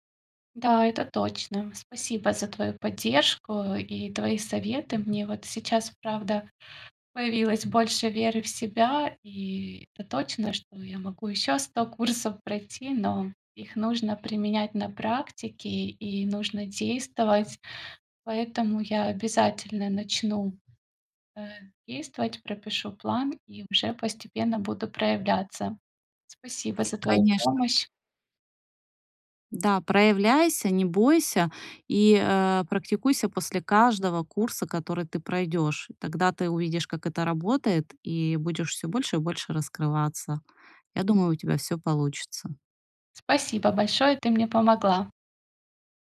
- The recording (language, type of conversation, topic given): Russian, advice, Что делать, если из-за перфекционизма я чувствую себя ничтожным, когда делаю что-то не идеально?
- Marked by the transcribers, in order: none